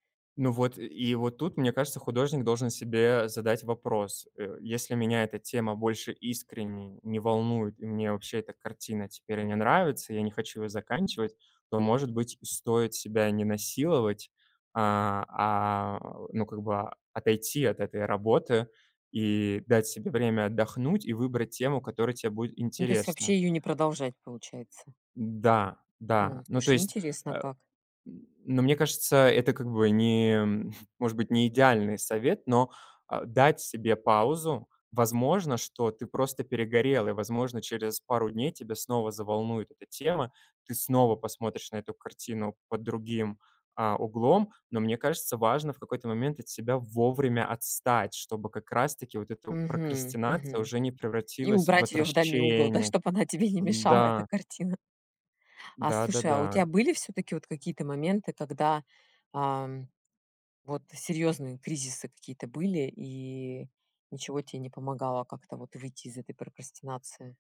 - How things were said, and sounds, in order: chuckle; laughing while speaking: "да, чтоб она тебе не мешала, эта картина"
- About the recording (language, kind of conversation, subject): Russian, podcast, Как ты борешься с прокрастинацией в творчестве?